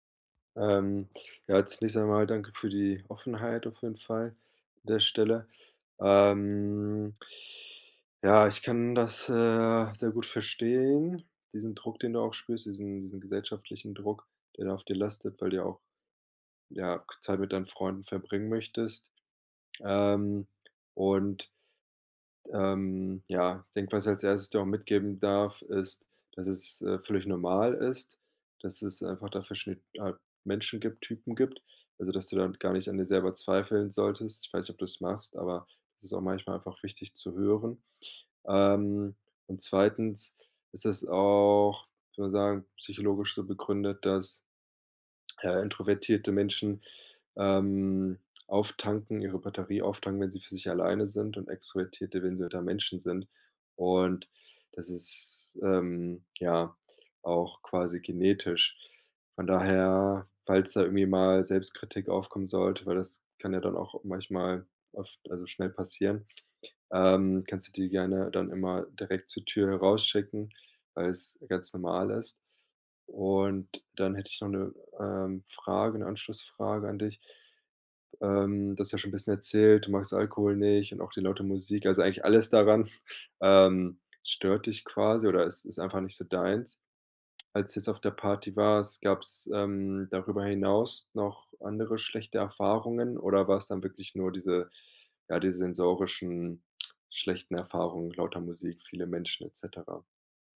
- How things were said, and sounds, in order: chuckle
- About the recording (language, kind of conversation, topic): German, advice, Wie kann ich mich beim Feiern mit Freunden sicherer fühlen?